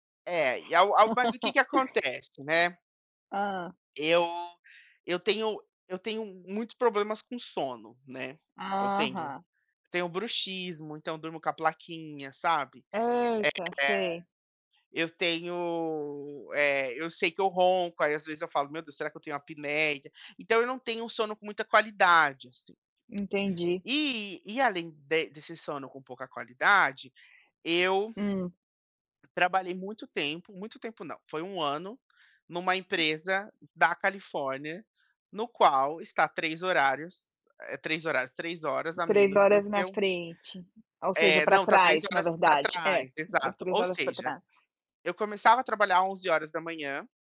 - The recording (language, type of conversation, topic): Portuguese, advice, Como posso me sentir mais motivado de manhã quando acordo sem energia?
- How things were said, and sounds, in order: laugh; tapping; other background noise; tongue click